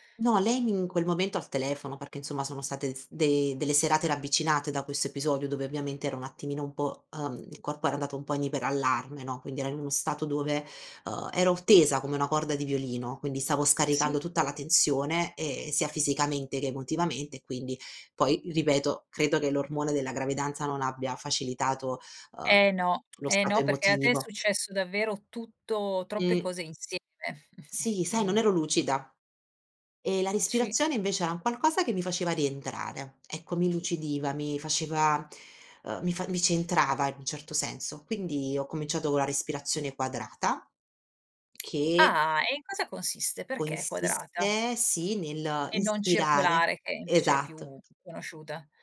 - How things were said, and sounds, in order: chuckle; tapping
- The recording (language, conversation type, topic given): Italian, podcast, Come gestisci i pensieri negativi quando arrivano?